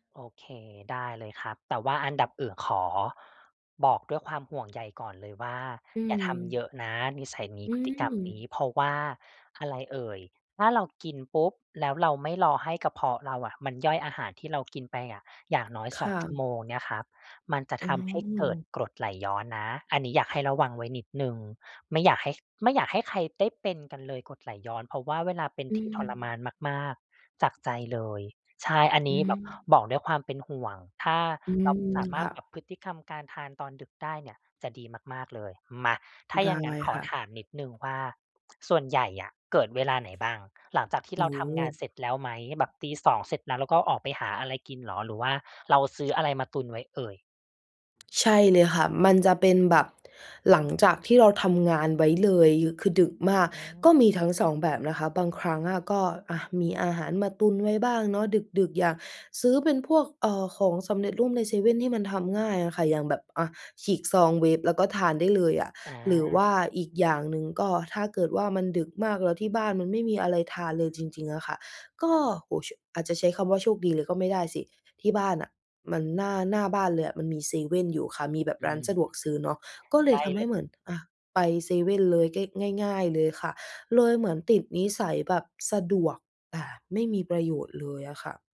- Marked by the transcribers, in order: tapping; other background noise
- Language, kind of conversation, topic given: Thai, advice, พยายามกินอาหารเพื่อสุขภาพแต่หิวตอนกลางคืนและมักหยิบของกินง่าย ๆ ควรทำอย่างไร